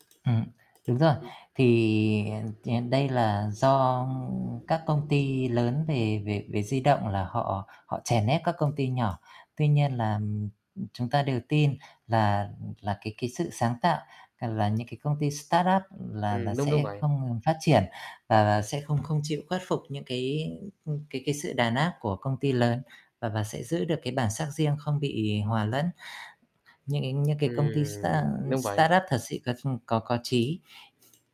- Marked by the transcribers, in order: tapping; static; distorted speech; in English: "startup"; in English: "start startup"
- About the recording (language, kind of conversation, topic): Vietnamese, unstructured, Bạn nghĩ sao về việc các công ty công nghệ lớn thống trị thị trường?